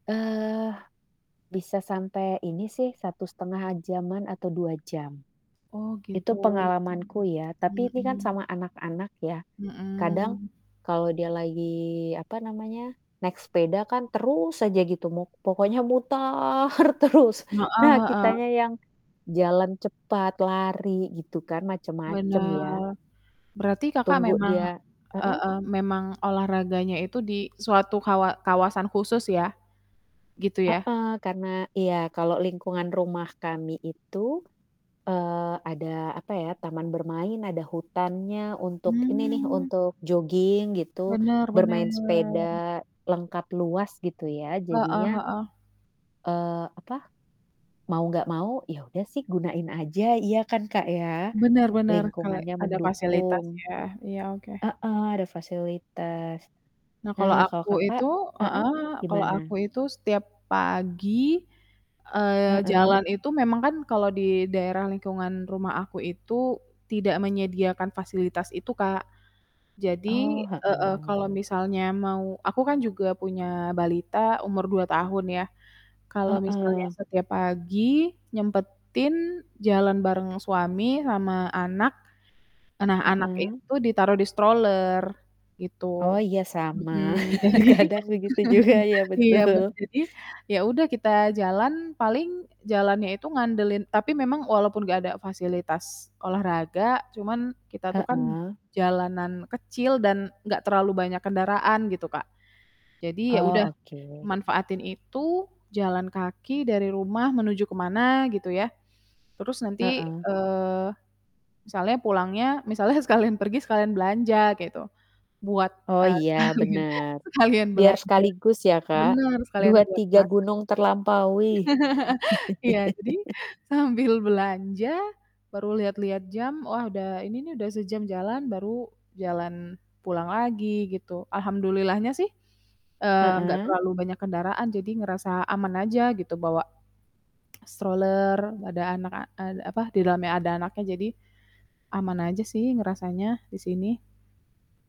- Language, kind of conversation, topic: Indonesian, unstructured, Menurutmu, olahraga apa yang paling menyenangkan?
- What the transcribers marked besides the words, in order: static; distorted speech; laughing while speaking: "mutar terus"; other background noise; in English: "stroller"; laughing while speaking: "jadi"; chuckle; laugh; laughing while speaking: "ya betul"; laughing while speaking: "sekalian"; laugh; in English: "stroller"